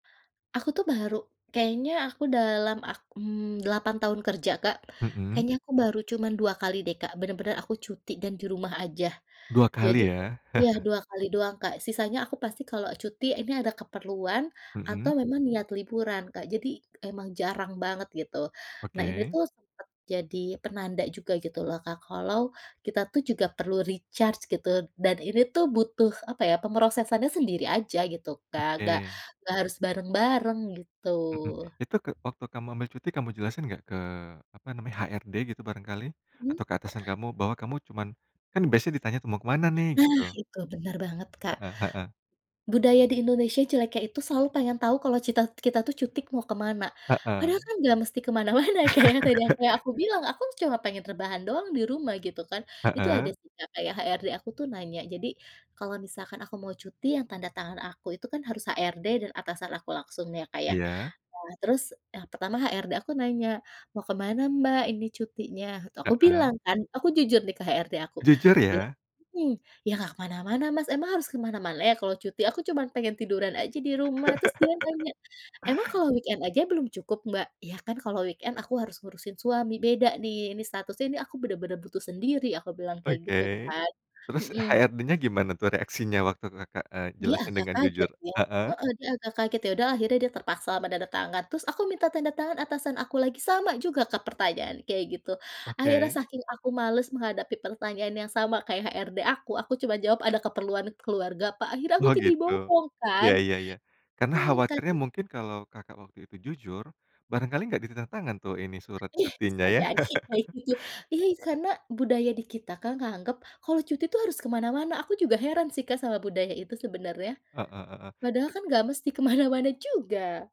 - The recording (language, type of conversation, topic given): Indonesian, podcast, Pernah nggak kamu merasa bersalah saat meluangkan waktu untuk diri sendiri?
- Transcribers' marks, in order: chuckle; in English: "recharge"; laughing while speaking: "kemana-mana"; laugh; laugh; in English: "weekend"; in English: "weekend"; unintelligible speech; laugh